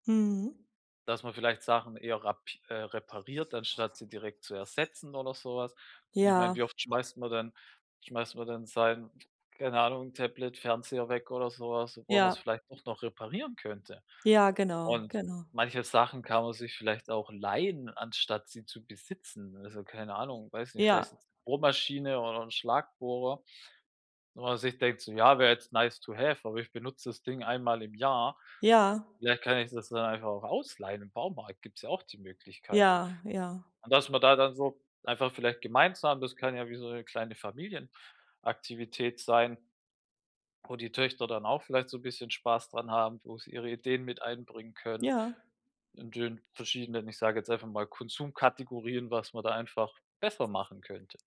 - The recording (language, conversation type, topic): German, advice, Wie kann ich meine Konsumgewohnheiten ändern, ohne Lebensqualität einzubüßen?
- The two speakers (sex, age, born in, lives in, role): female, 40-44, Germany, Germany, user; male, 35-39, Germany, Germany, advisor
- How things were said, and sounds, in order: in English: "nice to have"